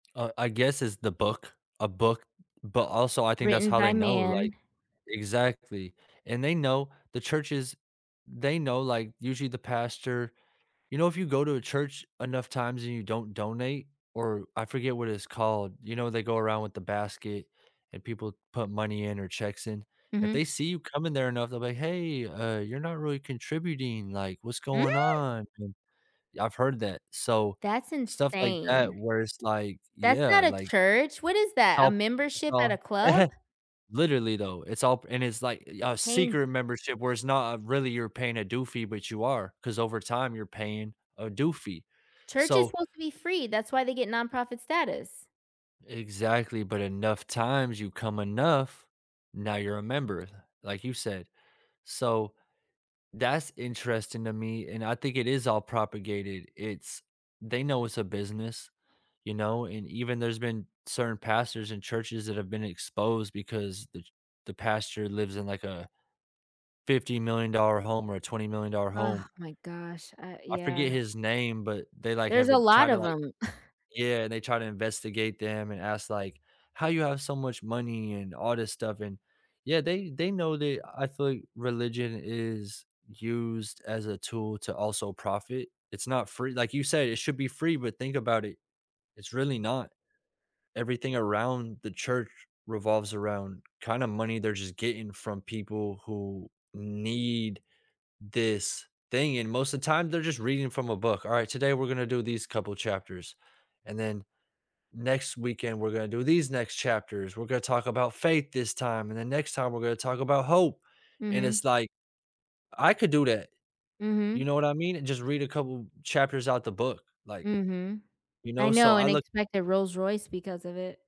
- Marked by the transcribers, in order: other background noise; surprised: "Mm?"; tapping; chuckle; scoff
- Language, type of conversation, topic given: English, unstructured, Is religion a cause of more harm or good in society?